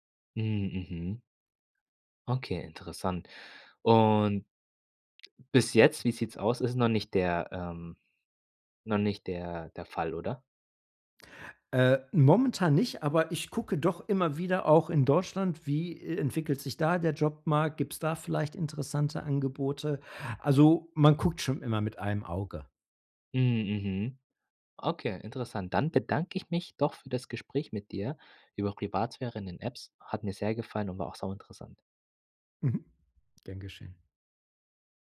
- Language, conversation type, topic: German, podcast, Wie gehst du mit deiner Privatsphäre bei Apps und Diensten um?
- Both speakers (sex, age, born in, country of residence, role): male, 25-29, Germany, Germany, host; male, 45-49, Germany, United States, guest
- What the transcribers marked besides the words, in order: none